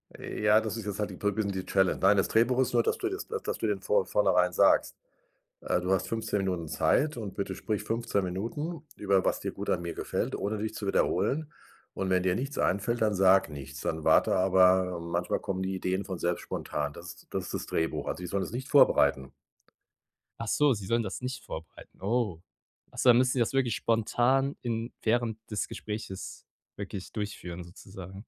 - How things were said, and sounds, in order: in English: "Challenge"; other background noise
- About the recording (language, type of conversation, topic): German, advice, Warum fällt es mir schwer, meine eigenen Erfolge anzuerkennen?